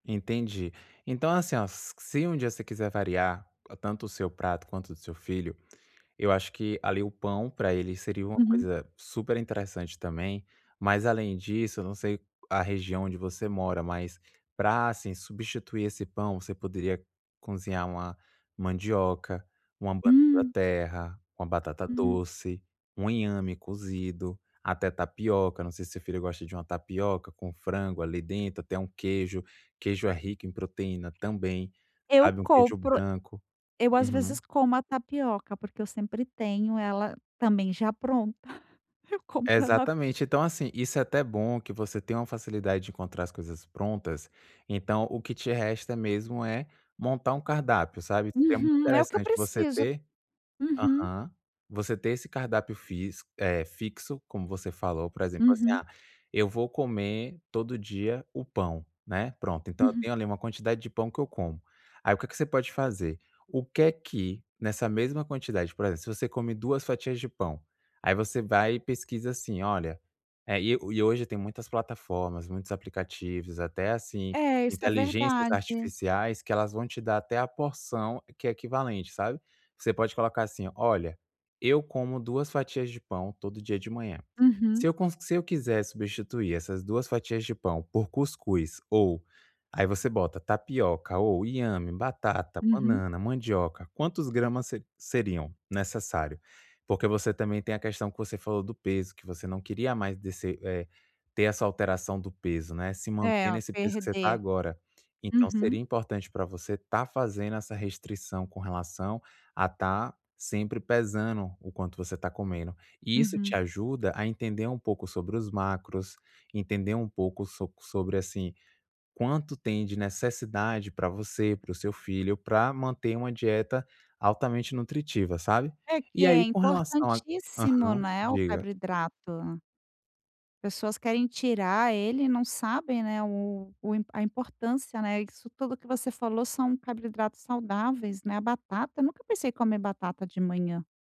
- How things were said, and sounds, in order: tapping; laughing while speaking: "eu compro ela pron"
- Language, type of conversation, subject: Portuguese, advice, Como posso montar um cardápio semanal simples e nutritivo para minha família?